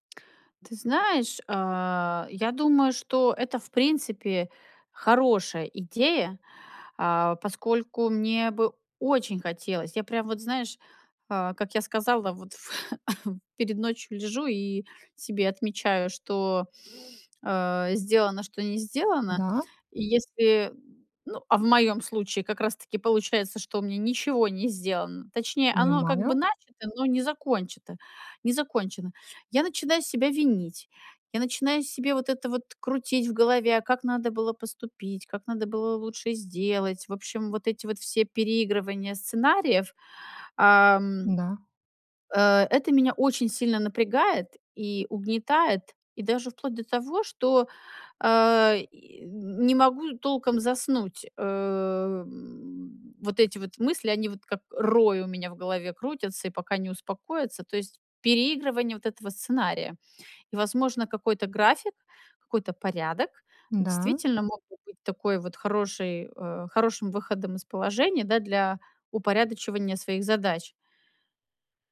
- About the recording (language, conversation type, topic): Russian, advice, Как у вас проявляется привычка часто переключаться между задачами и терять фокус?
- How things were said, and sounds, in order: cough; tapping